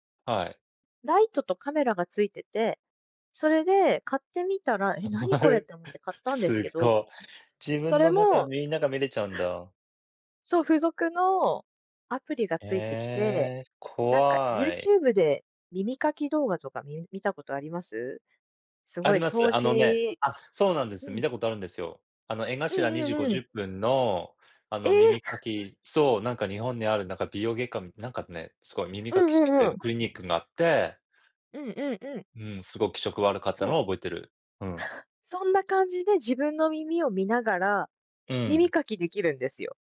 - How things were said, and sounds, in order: chuckle; chuckle; chuckle; tapping; other background noise
- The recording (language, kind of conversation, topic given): Japanese, unstructured, 最近使い始めて便利だと感じたアプリはありますか？